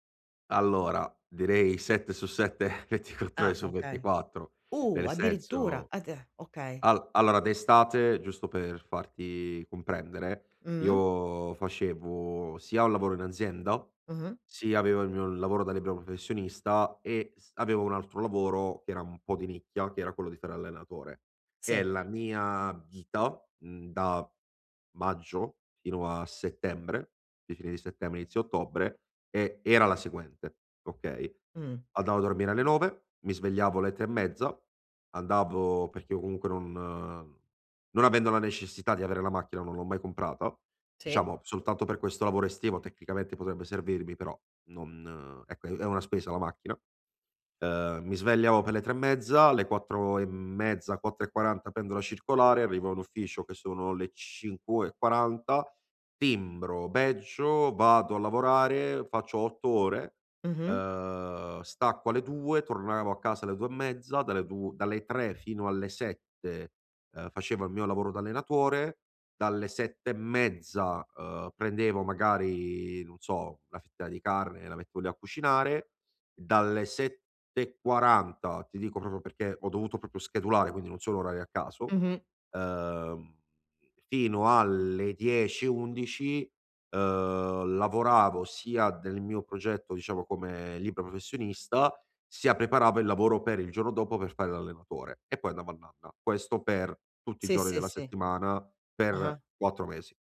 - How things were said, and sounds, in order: chuckle; laughing while speaking: "ventiquattr ore"; surprised: "Uh, addirittura"; "professionista" said as "pofessionista"; "svegliavo" said as "svegliao"; in English: "badgio"; "mettevo" said as "metteo"; "proprio" said as "propro"
- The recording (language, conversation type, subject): Italian, advice, Come posso bilanciare lavoro e vita personale senza rimpianti?